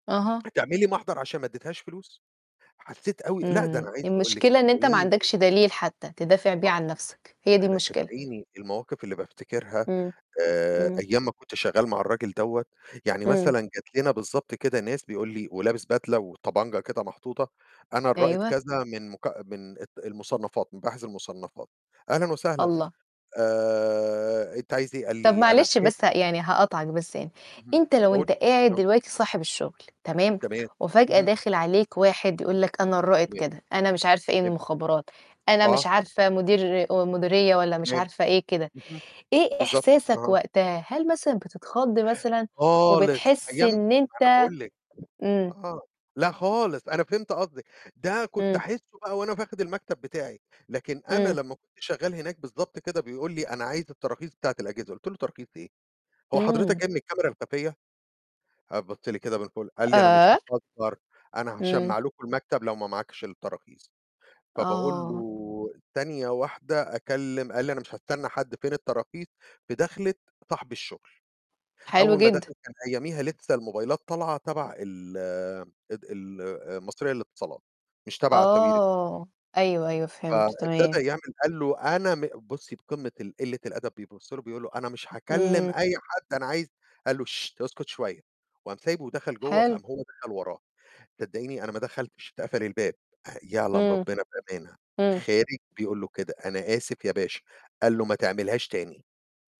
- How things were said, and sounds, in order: other background noise; unintelligible speech; distorted speech; unintelligible speech; tapping; unintelligible speech; shush
- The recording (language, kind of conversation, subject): Arabic, unstructured, إيه أهمية إن يبقى عندنا صندوق طوارئ مالي؟